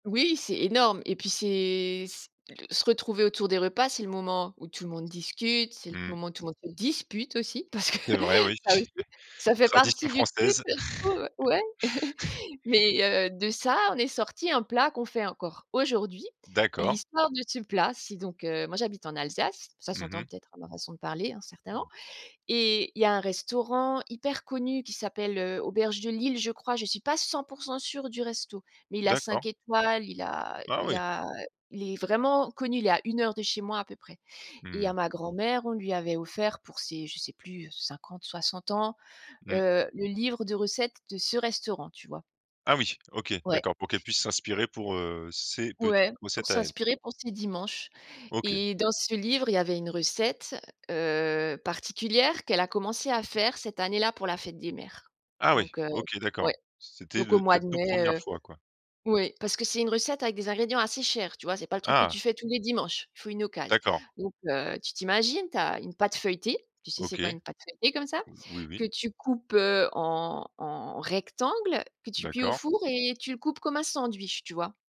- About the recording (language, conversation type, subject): French, podcast, Quels plats de famille évoquent le plus ton passé ?
- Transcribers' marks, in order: other background noise; stressed: "dispute"; laughing while speaking: "parce que ça aussi, ça fait partie du truc, je trouve, ouais"; chuckle; chuckle; stressed: "aujourd'hui"; stressed: "ce restaurant"; "occasion" said as "occase"